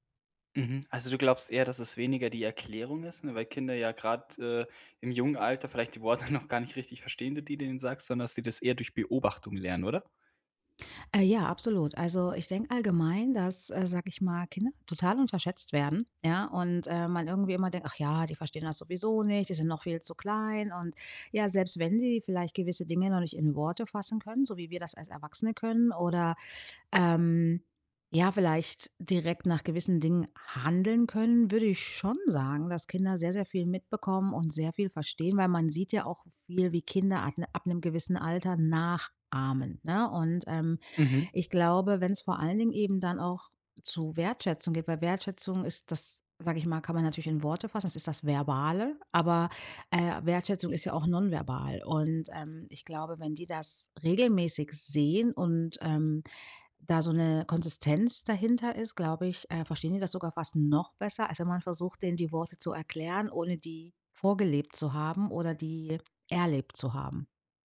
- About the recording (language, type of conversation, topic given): German, podcast, Wie bringst du Kindern Worte der Wertschätzung bei?
- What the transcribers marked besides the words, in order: laughing while speaking: "Worte"; put-on voice: "Ach ja, die verstehen das … viel zu klein"; stressed: "schon"; stressed: "nachahmen"